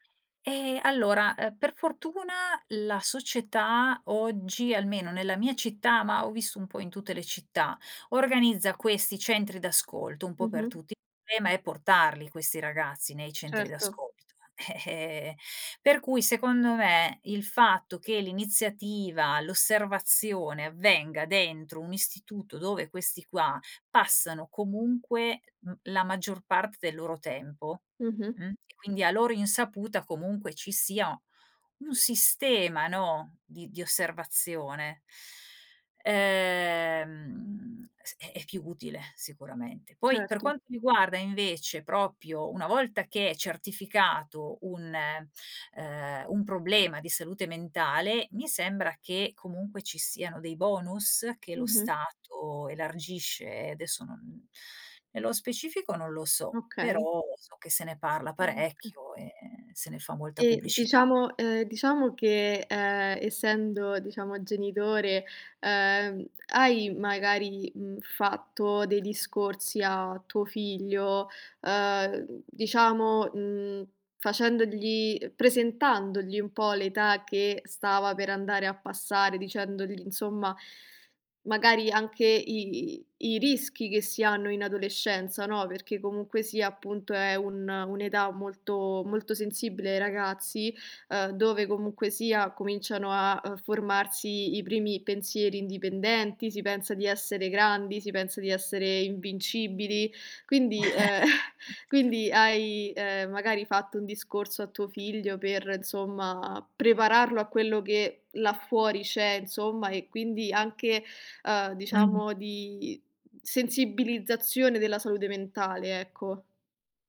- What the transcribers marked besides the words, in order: other background noise; drawn out: "ehm"; "proprio" said as "propio"; tapping; unintelligible speech; chuckle; laughing while speaking: "ehm"
- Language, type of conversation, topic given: Italian, podcast, Come sostenete la salute mentale dei ragazzi a casa?